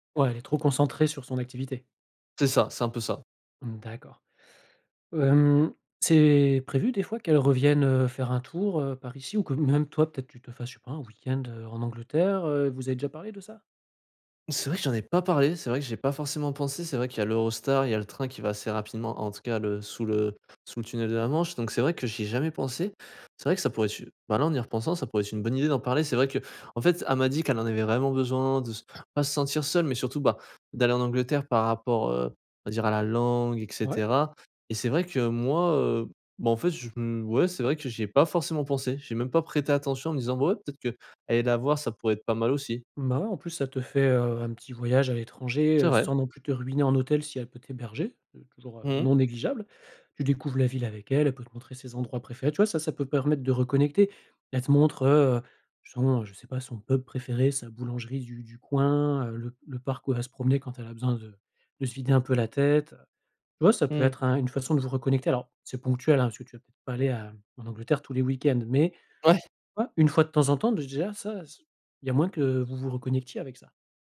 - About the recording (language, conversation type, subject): French, advice, Comment puis-je rester proche de mon partenaire malgré une relation à distance ?
- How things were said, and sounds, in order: other background noise